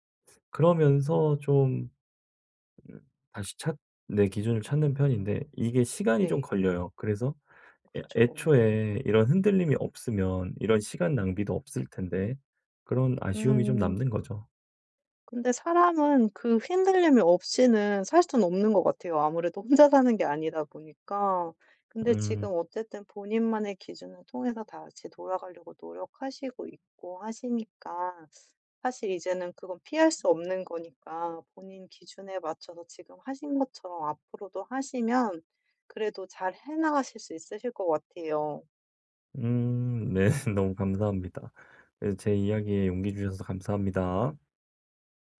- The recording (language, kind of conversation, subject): Korean, advice, 다른 사람들이 나를 어떻게 볼지 너무 신경 쓰지 않으려면 어떻게 해야 하나요?
- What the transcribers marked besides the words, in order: tapping; laugh